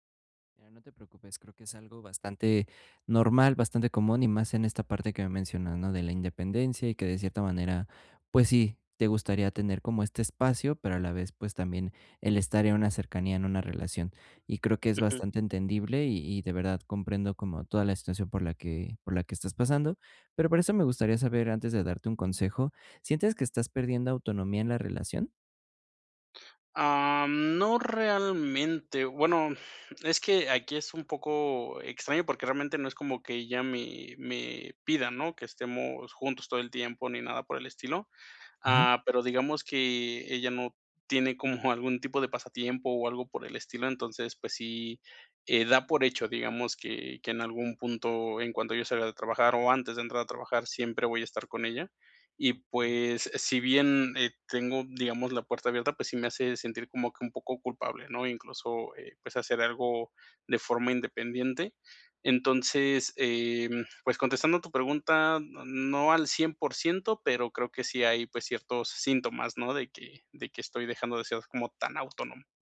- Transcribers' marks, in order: laughing while speaking: "como"
- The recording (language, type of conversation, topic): Spanish, advice, ¿Cómo puedo equilibrar mi independencia con la cercanía en una relación?
- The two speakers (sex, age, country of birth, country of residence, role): male, 25-29, Mexico, Mexico, advisor; male, 30-34, Mexico, Mexico, user